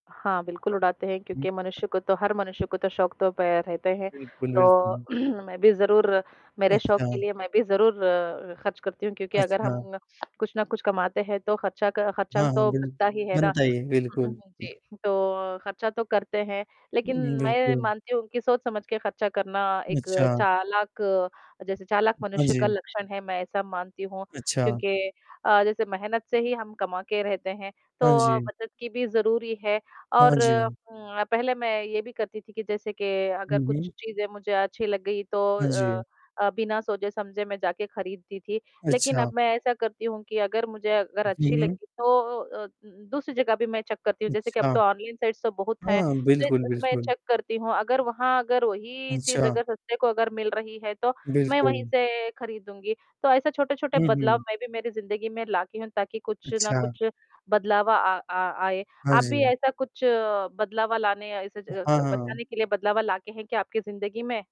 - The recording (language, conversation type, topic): Hindi, unstructured, खर्च और बचत में संतुलन कैसे बनाए रखें?
- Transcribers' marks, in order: static; distorted speech; throat clearing; other noise; other background noise; in English: "चेक"; in English: "साइट्स"; in English: "चेक"